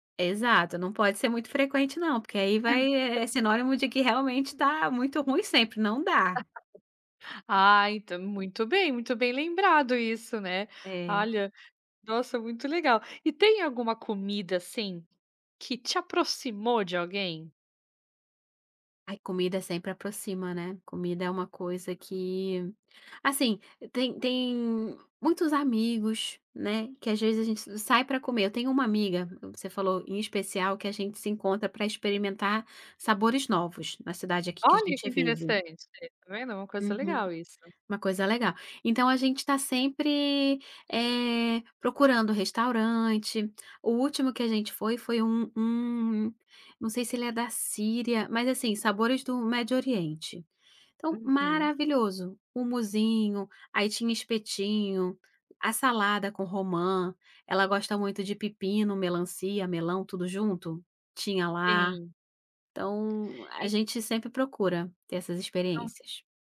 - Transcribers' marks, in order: laugh; laugh; tapping
- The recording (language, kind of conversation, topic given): Portuguese, podcast, Que comida te conforta num dia ruim?